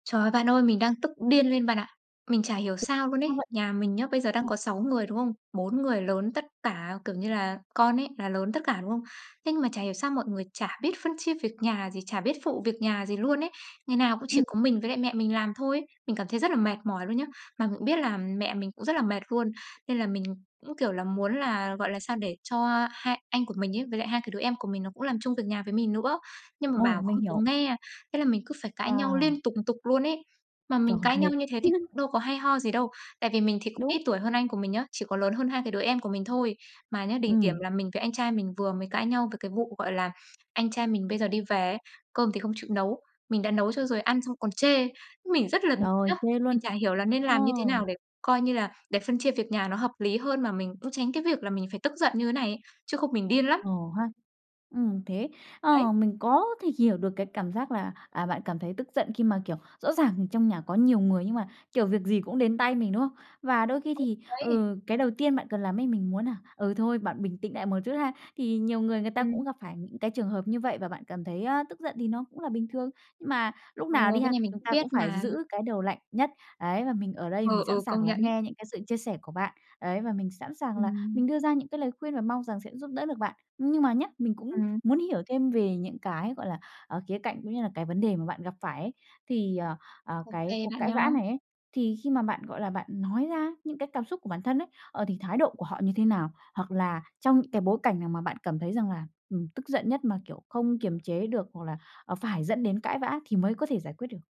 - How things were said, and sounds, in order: other background noise; unintelligible speech; tapping; chuckle
- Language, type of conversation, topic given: Vietnamese, advice, Làm thế nào để chấm dứt việc cãi vã liên tục về phân chia việc nhà và trách nhiệm gia đình?